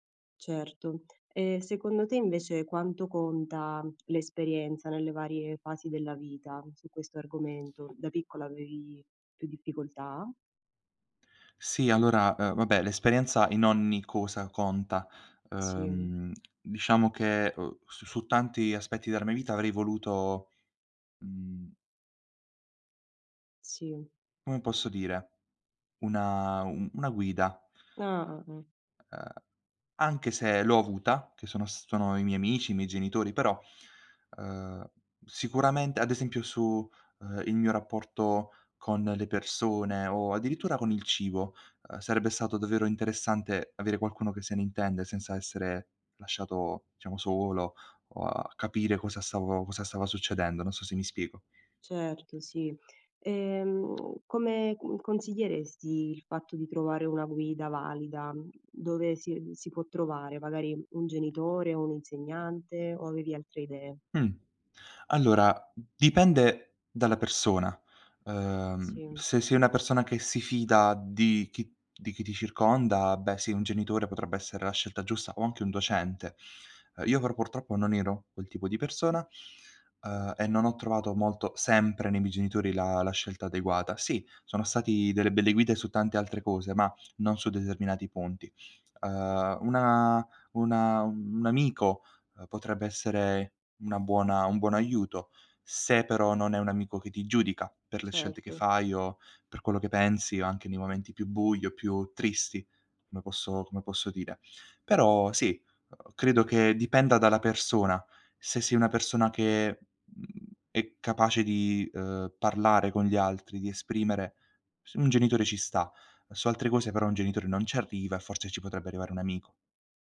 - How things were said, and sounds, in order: other background noise; "ogni" said as "onni"; "davvero" said as "davero"; "diciamo" said as "ciamo"; tongue click; tapping
- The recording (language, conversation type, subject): Italian, podcast, Quale consiglio daresti al tuo io più giovane?
- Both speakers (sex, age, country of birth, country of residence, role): female, 25-29, Italy, Italy, host; male, 18-19, Italy, Italy, guest